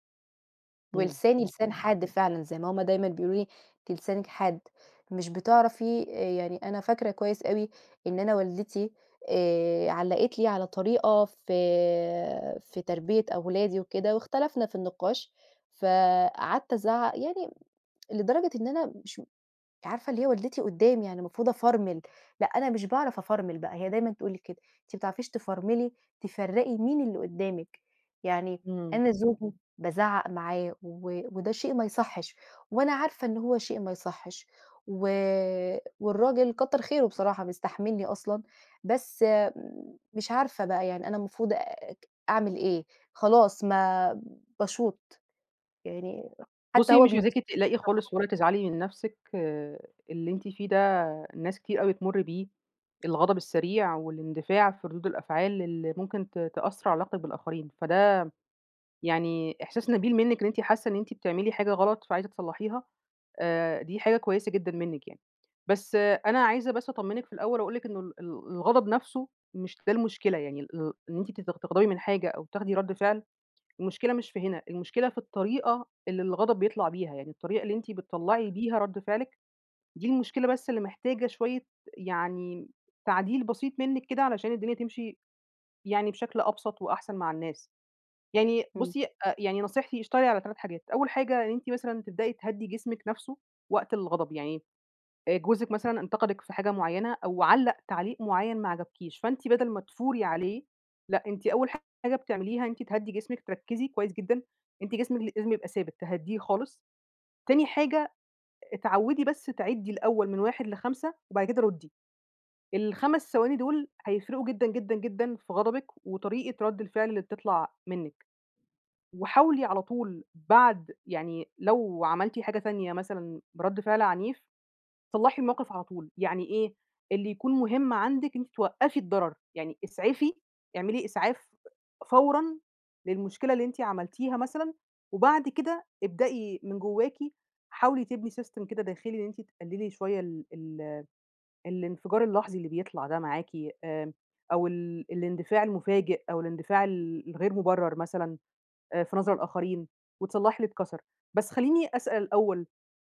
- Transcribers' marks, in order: tsk; unintelligible speech; tapping; other noise; in English: "System"
- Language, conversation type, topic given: Arabic, advice, ازاي نوبات الغضب اللي بتطلع مني من غير تفكير بتبوّظ علاقتي بالناس؟